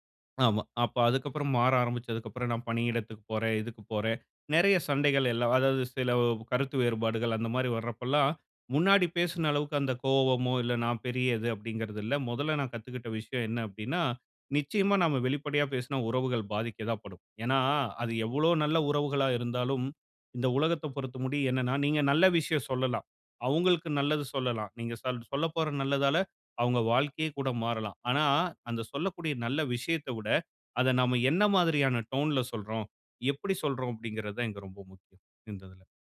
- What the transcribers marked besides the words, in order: "பொறுத்த வரைக்கும்" said as "பொறுத்தமுடி"
- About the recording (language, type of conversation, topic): Tamil, podcast, வெளிப்படையாகப் பேசினால் உறவுகள் பாதிக்கப் போகும் என்ற அச்சம் உங்களுக்கு இருக்கிறதா?